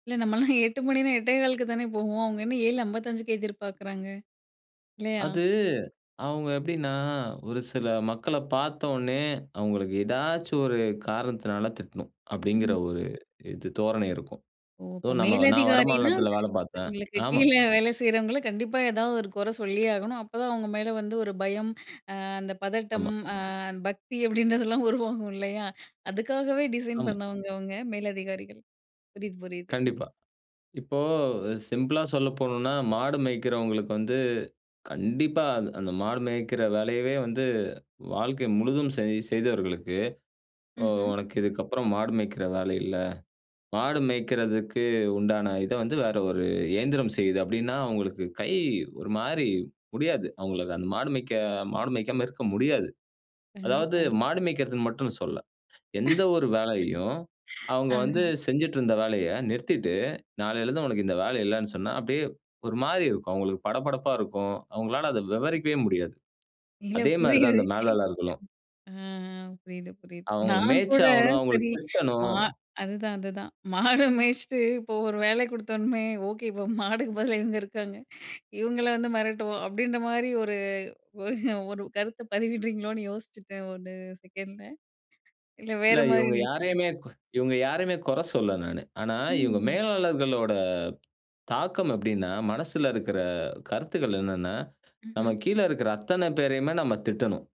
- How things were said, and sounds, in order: laughing while speaking: "நம்மள்லாம்"; in English: "ஸோ"; other noise; laughing while speaking: "கீழ வேலை செய்யறவங்கள"; drawn out: "அ"; laughing while speaking: "அப்படின்றதெல்லாம்"; in English: "டிசைன்"; in English: "சிம்பிளா"; laugh; tapping; laughing while speaking: "இல்ல. புரியுது"; laughing while speaking: "நான் கூட சரி மா அதுதான் … யோசிச்சுட்டேன். ஒரு செகண்ட்ல"; in English: "செகண்ட்ல"; laughing while speaking: "கு"; other background noise
- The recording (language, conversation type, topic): Tamil, podcast, வீடியோ அழைப்புகள் நேரில் நடைபெறும் கூட்டங்களை பெரும்பாலும் மாற்றியுள்ளதா என்று நீங்கள் எப்படி நினைக்கிறீர்கள்?